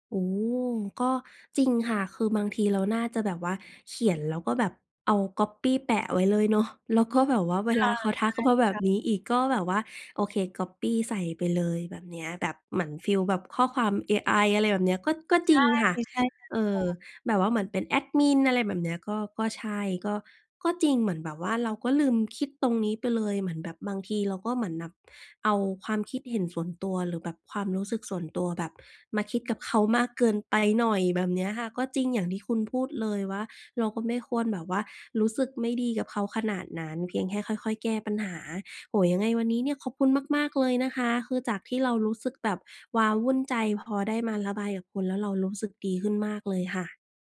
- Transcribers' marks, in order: none
- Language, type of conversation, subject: Thai, advice, ฉันควรเริ่มอย่างไรเพื่อแยกงานกับชีวิตส่วนตัวให้ดีขึ้น?